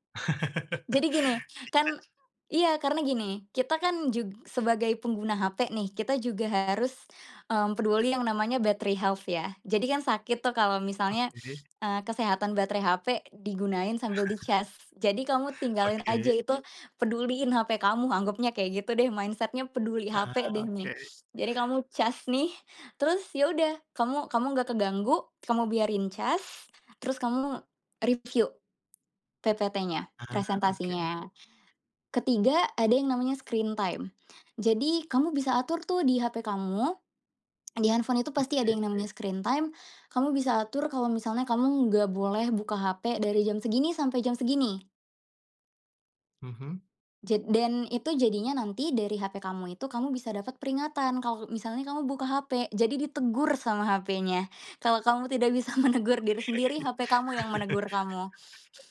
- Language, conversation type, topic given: Indonesian, advice, Mengapa saya sering menunda pekerjaan penting sampai tenggat waktunya sudah dekat?
- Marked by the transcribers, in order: chuckle; other background noise; in English: "battery health"; chuckle; in English: "mindset-nya"; tapping; in English: "screen time"; in English: "screen time"; laughing while speaking: "menegur"; laughing while speaking: "Oke"; chuckle